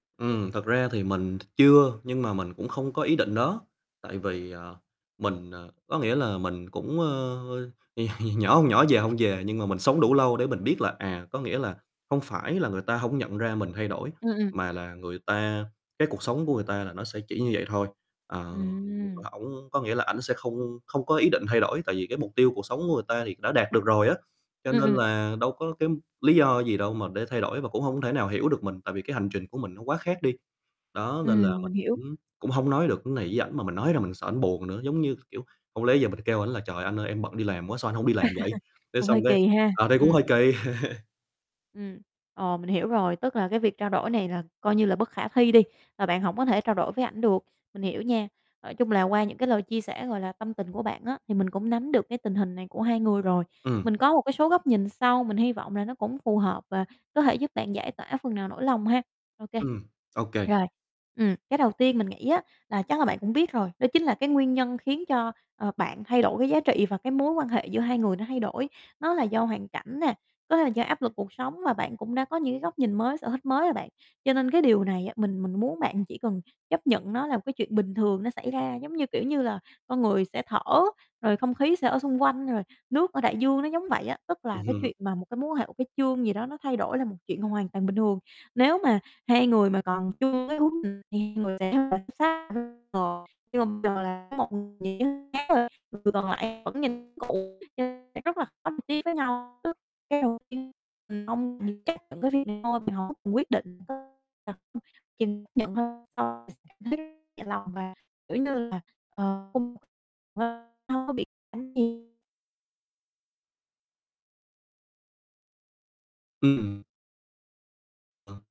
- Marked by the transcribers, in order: chuckle; "cái" said as "ưn"; chuckle; other background noise; chuckle; tapping; distorted speech; unintelligible speech; unintelligible speech; unintelligible speech; unintelligible speech; unintelligible speech
- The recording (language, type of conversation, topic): Vietnamese, advice, Bạn của bạn đã thay đổi như thế nào, và vì sao bạn khó chấp nhận những thay đổi đó?